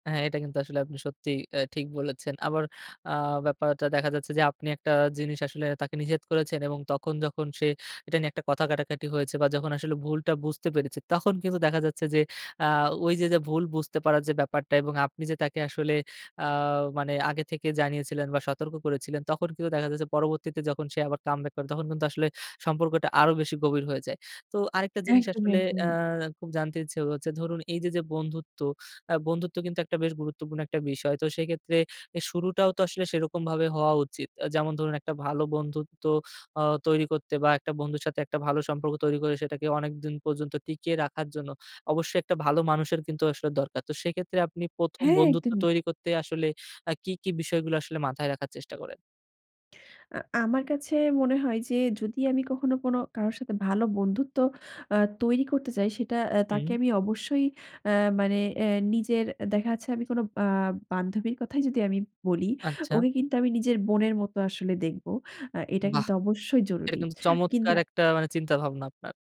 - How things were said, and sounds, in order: other background noise
- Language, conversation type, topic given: Bengali, podcast, দীর্ঘদিনের বন্ধুত্ব কীভাবে টিকিয়ে রাখবেন?